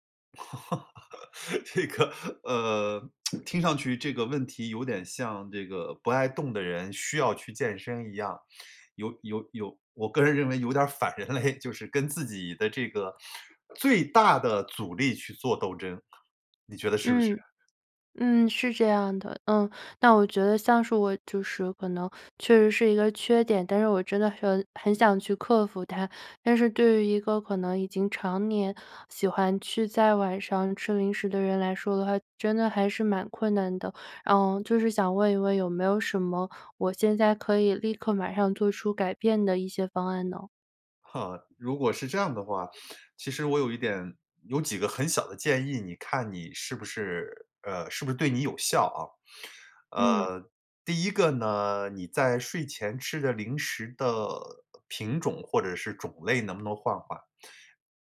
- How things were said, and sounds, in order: laugh; laughing while speaking: "这个"; other background noise; laughing while speaking: "人类"
- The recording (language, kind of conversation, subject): Chinese, advice, 为什么我晚上睡前总是忍不住吃零食，结果影响睡眠？